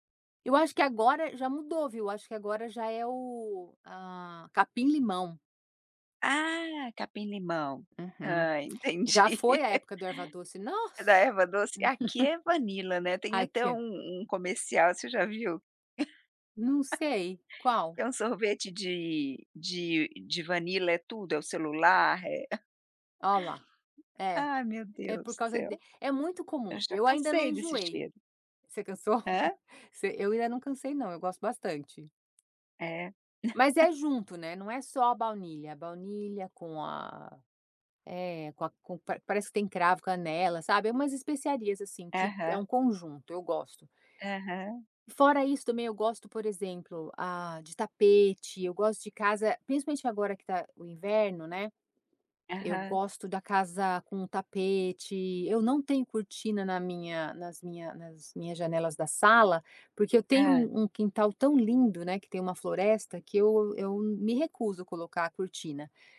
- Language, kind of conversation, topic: Portuguese, podcast, O que deixa um lar mais aconchegante para você?
- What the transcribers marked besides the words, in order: tapping; laugh; chuckle; laugh; chuckle; other background noise; chuckle; chuckle